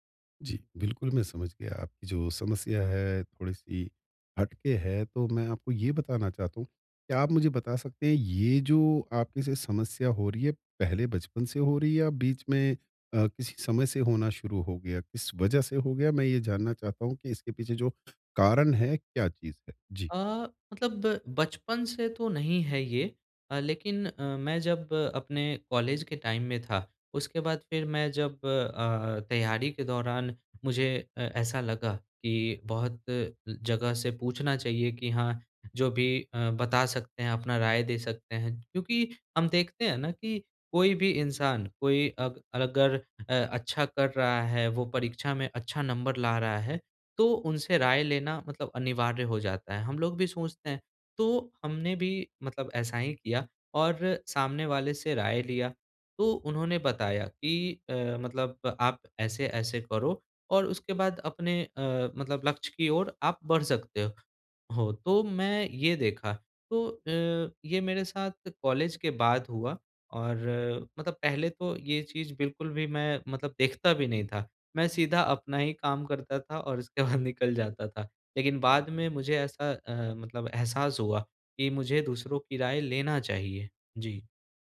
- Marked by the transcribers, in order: tapping; in English: "टाइम"; laughing while speaking: "बाद"
- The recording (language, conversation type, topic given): Hindi, advice, दूसरों की राय से घबराहट के कारण मैं अपने विचार साझा करने से क्यों डरता/डरती हूँ?